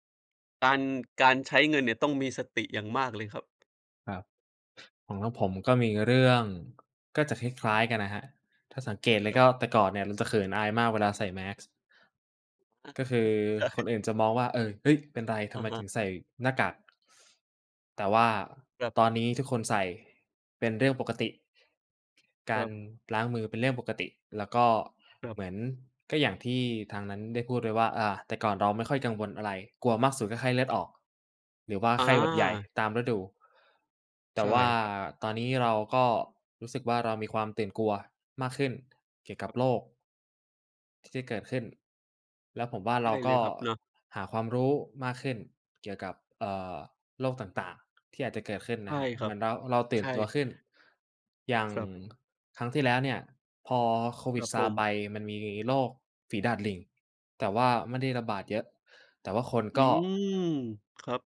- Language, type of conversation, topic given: Thai, unstructured, โควิด-19 เปลี่ยนแปลงโลกของเราไปมากแค่ไหน?
- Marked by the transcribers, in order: other background noise; laughing while speaking: "อา"; tapping